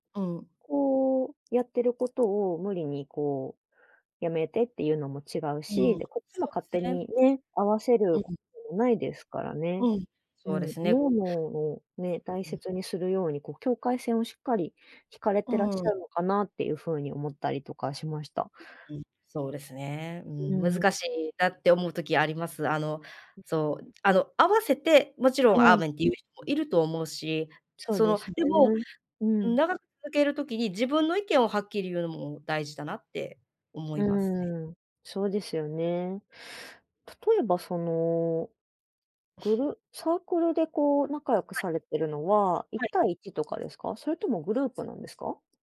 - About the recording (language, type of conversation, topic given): Japanese, podcast, 趣味がきっかけで仲良くなった経験はありますか？
- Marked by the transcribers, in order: other background noise; unintelligible speech; tapping; in English: "No more"; other noise